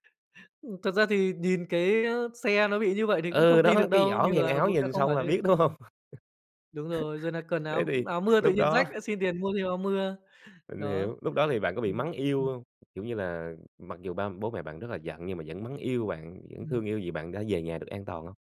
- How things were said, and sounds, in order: laugh; other background noise
- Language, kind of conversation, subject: Vietnamese, podcast, Bạn có thể kể về một tai nạn nhỏ mà từ đó bạn rút ra được một bài học lớn không?